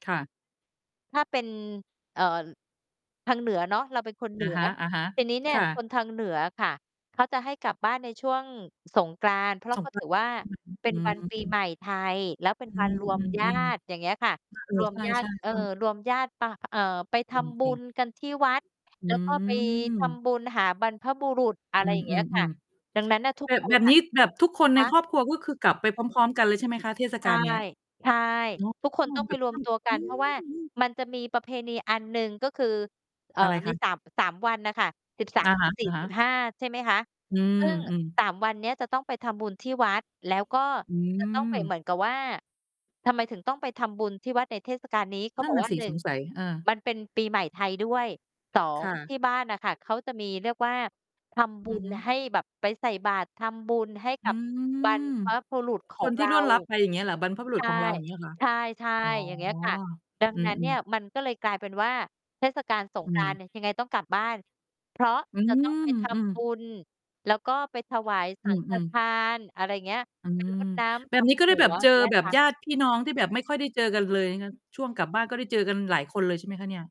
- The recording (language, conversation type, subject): Thai, unstructured, คุณคิดว่าเทศกาลทางศาสนามีความสำคัญต่อความสัมพันธ์ในครอบครัวไหม?
- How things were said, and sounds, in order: distorted speech; unintelligible speech; other background noise